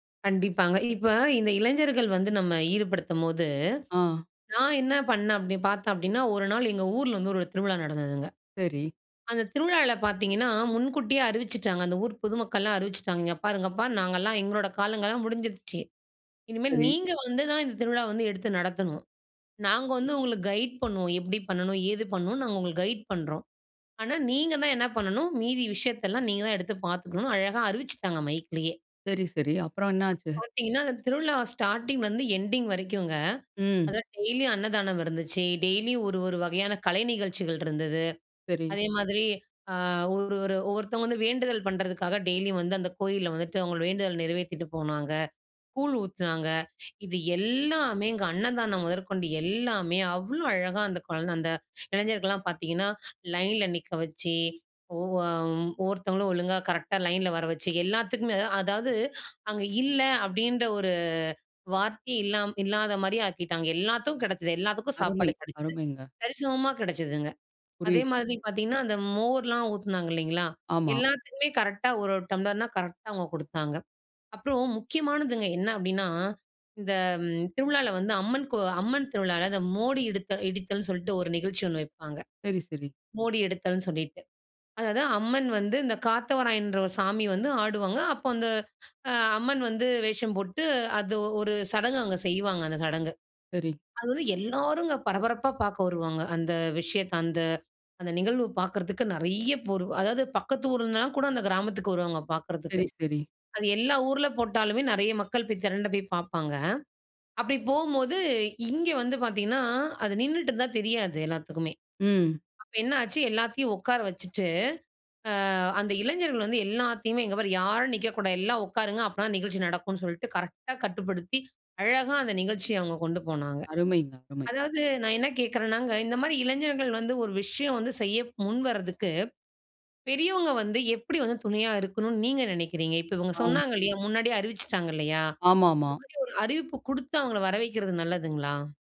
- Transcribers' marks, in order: "அப்படி பார்த்தோம் அப்படின்னா" said as "அப்டி பார்த்த அப்டின்னா"; "எங்கள்" said as "எங்க"; "கைடு" said as "கையிட்"; other noise; "கைடு" said as "கையிட்"; in English: "ஸ்டார்ட்டிங்லருந்து எண்டிங்"; in English: "டெய்லியும்"; in English: "டெய்லியும்"; drawn out: "அ"; "பண்ணுறதுக்காக" said as "பண்றதுக்காக"; in English: "டெய்லியும்"; inhale; inhale; in English: "லைன்ல"; in English: "லைன்ல"; inhale; "இல்லை அப்படின்ற" said as "இல்ல அப்டின்ற"; in English: "கரெக்டா"; "சொல்லிட்டு" said as "சொல்ட்டு"; gasp; "பேர்" said as "போர்"; "நிற்கக்கூடாது" said as "நிக்கக்கூடாது"; in English: "கரெக்டா"; "நிகழ்ச்சியை" said as "நிகழ்ச்சிய"
- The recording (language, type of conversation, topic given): Tamil, podcast, இளைஞர்களை சமுதாயத்தில் ஈடுபடுத்த என்ன செய்யலாம்?